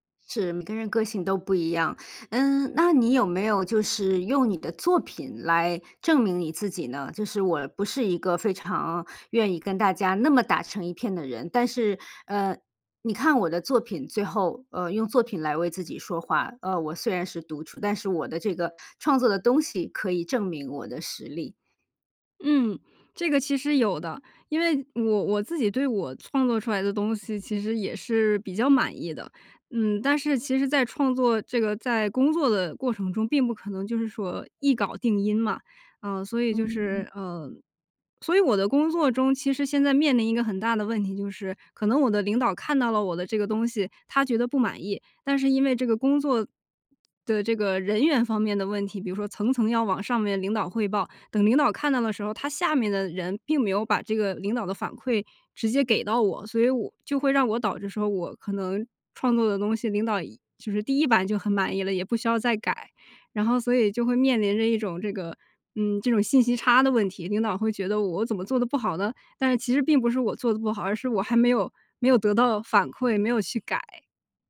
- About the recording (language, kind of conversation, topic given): Chinese, podcast, 你觉得独处对创作重要吗？
- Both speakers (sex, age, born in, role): female, 30-34, China, guest; female, 45-49, China, host
- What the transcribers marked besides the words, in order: other background noise